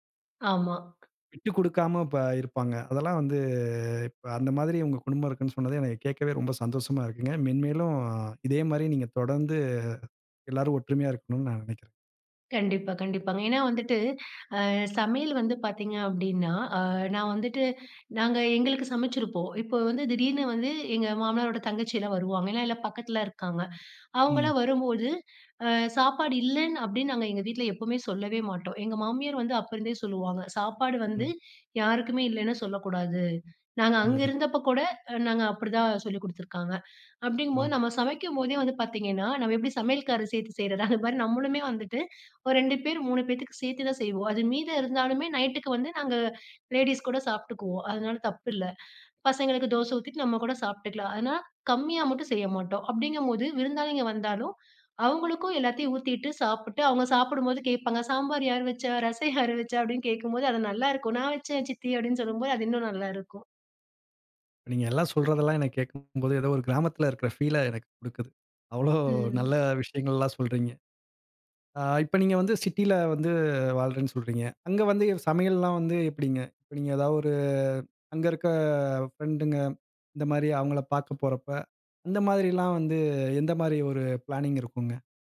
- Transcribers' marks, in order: other background noise; laughing while speaking: "சாம்பார் யார் வச்சா? ரசம் யார் … அது இன்னும் நல்லாருக்கும்"
- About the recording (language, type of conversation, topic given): Tamil, podcast, ஒரு பெரிய விருந்துச் சமையலை முன்கூட்டியே திட்டமிடும்போது நீங்கள் முதலில் என்ன செய்வீர்கள்?